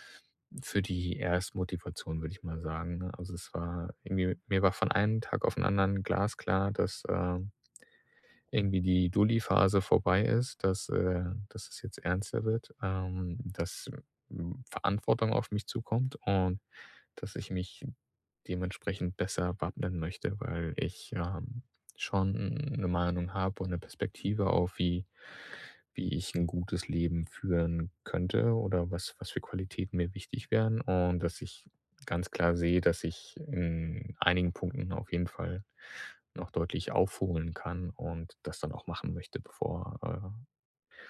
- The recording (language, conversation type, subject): German, podcast, Welche kleine Entscheidung führte zu großen Veränderungen?
- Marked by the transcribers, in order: none